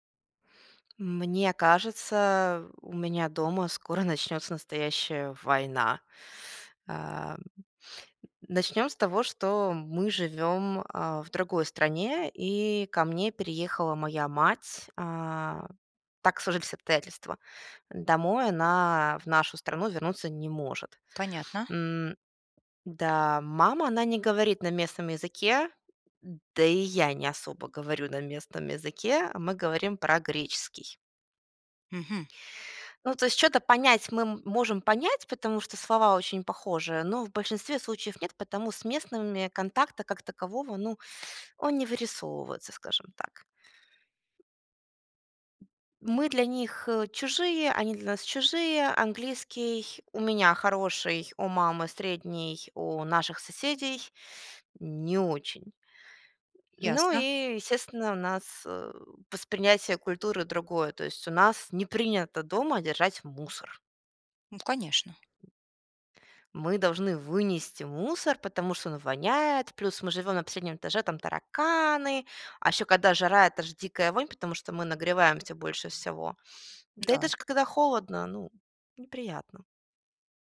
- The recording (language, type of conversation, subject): Russian, advice, Как найти баланс между моими потребностями и ожиданиями других, не обидев никого?
- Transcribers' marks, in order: chuckle; sniff; tapping; teeth sucking